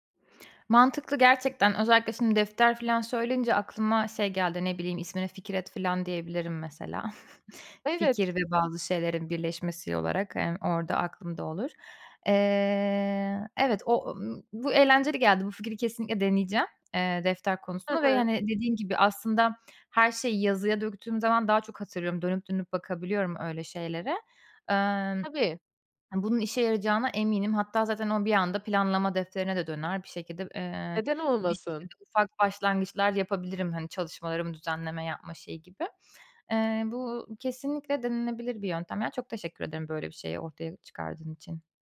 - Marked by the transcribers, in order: other background noise; giggle; tapping; drawn out: "Eee"
- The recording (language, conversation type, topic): Turkish, advice, Eyleme dönük problem çözme becerileri